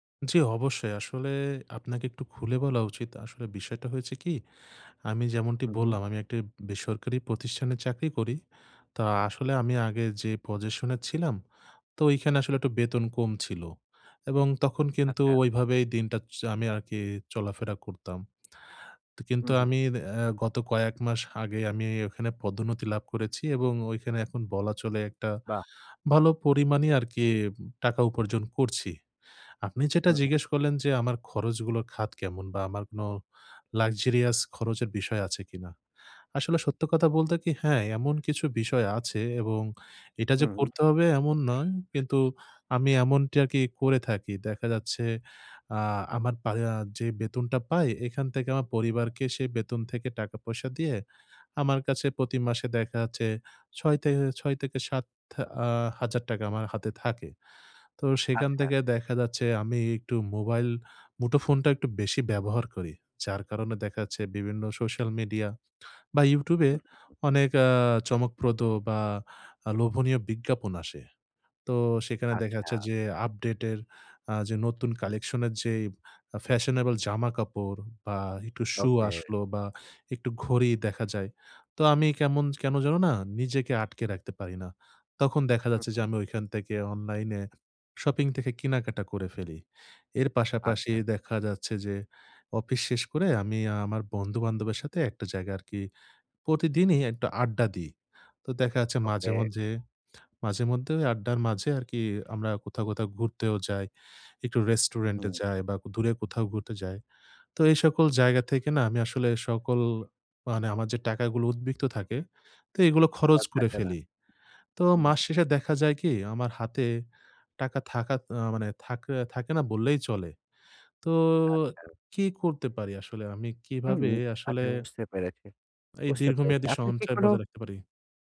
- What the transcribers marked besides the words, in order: "প্রতিষ্ঠানে" said as "পতিষ্ঠানে"; "একটু" said as "এটু"; alarm; in English: "লাক্সেরিয়াস"; other background noise; tapping; in English: "ফ্যাশনেবল"; "একটু" said as "হিটু"; "প্রতিদিনই" said as "পতিদিনী"; "একটু" said as "এটু"; horn; "উদ্ধৃত" said as "উদ্বিক্ত"
- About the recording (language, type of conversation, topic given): Bengali, advice, আমি কীভাবে আয় বাড়লেও দীর্ঘমেয়াদে সঞ্চয় বজায় রাখতে পারি?